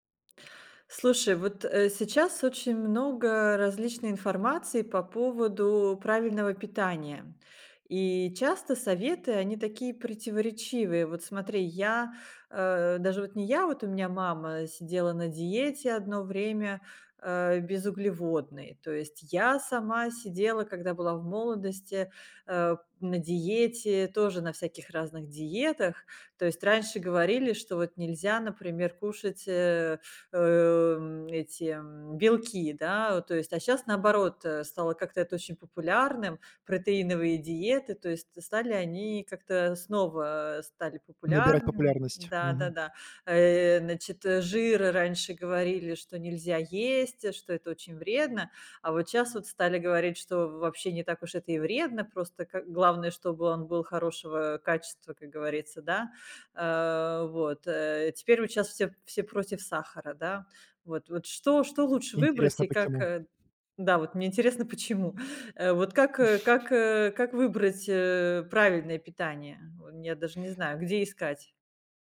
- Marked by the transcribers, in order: tapping; other background noise; other noise
- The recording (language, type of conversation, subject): Russian, advice, Почему меня тревожит путаница из-за противоречивых советов по питанию?